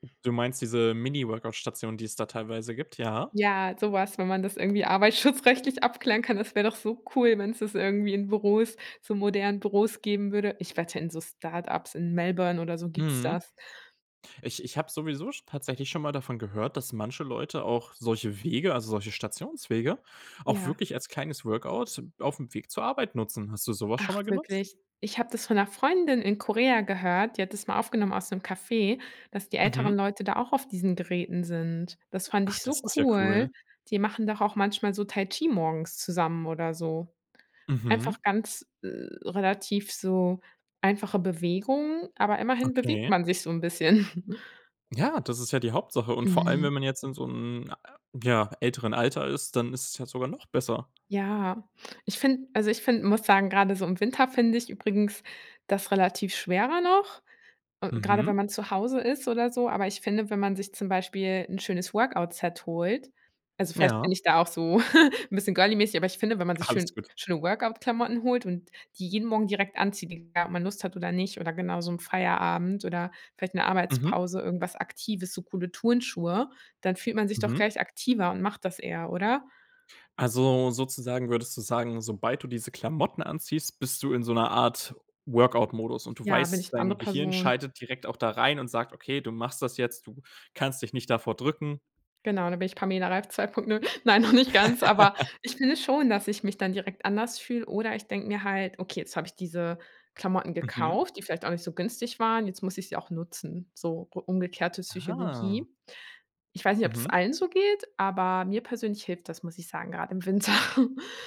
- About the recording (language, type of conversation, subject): German, podcast, Wie integrierst du Bewegung in einen sitzenden Alltag?
- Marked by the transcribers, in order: tapping; snort; snort; other background noise; laugh; surprised: "Ah"; snort